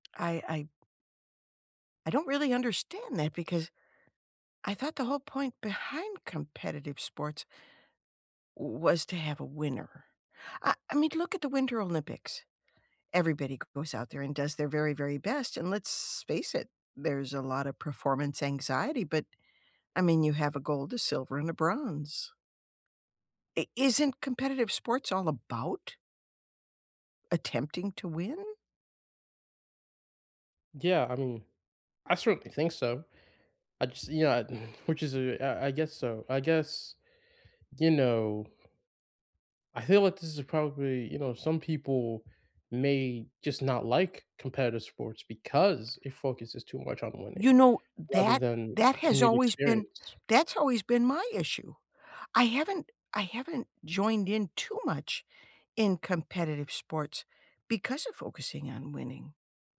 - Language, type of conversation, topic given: English, unstructured, What do you think about competitive sports focusing too much on winning?
- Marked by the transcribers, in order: tapping; other background noise; exhale; stressed: "because"